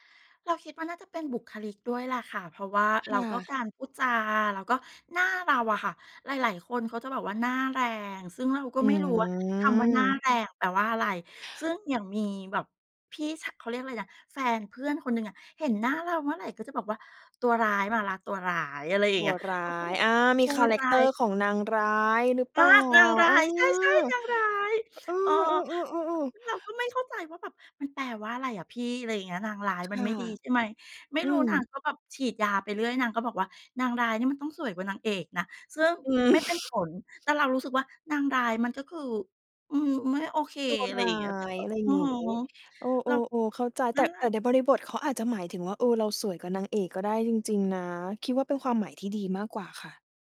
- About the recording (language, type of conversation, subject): Thai, podcast, คุณคิดว่าการแต่งตัวแบบไหนถึงจะดูซื่อสัตย์กับตัวเองมากที่สุด?
- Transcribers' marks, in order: tapping; put-on voice: "นางร้าย"